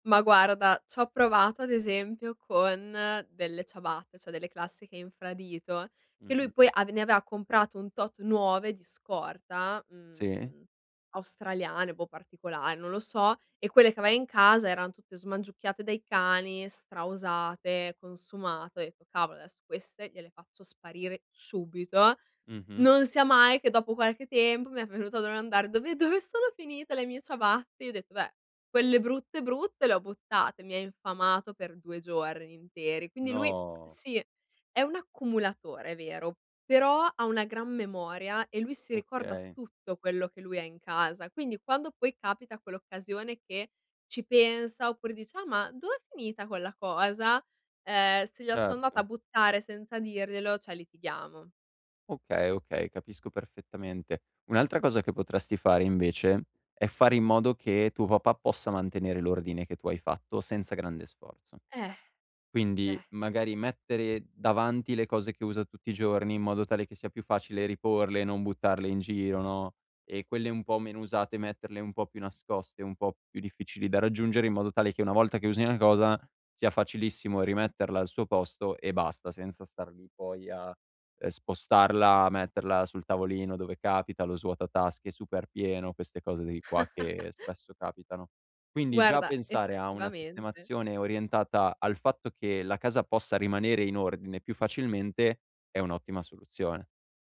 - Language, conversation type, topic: Italian, advice, Come posso iniziare a ridurre il disordine in casa?
- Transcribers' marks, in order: "cioè" said as "ceh"; "cioè" said as "ceh"; exhale; chuckle